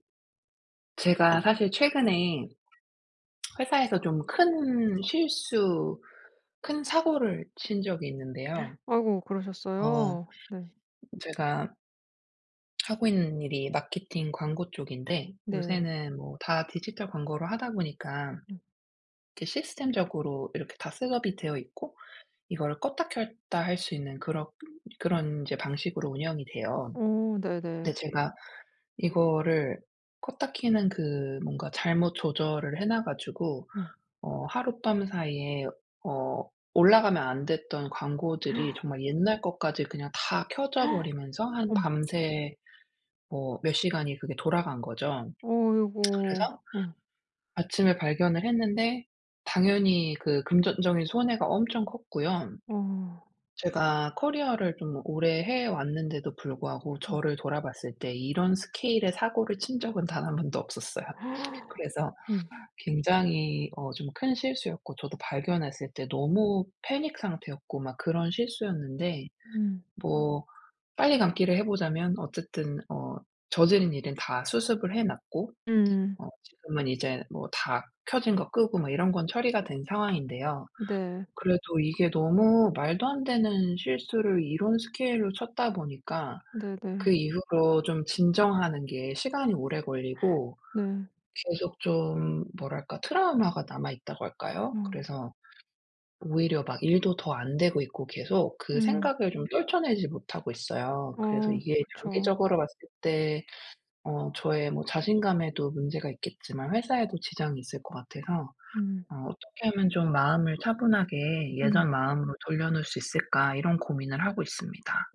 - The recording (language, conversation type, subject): Korean, advice, 실수한 후 자신감을 어떻게 다시 회복할 수 있을까요?
- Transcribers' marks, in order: tapping; lip smack; gasp; other background noise; gasp; gasp; gasp; in English: "패닉"; gasp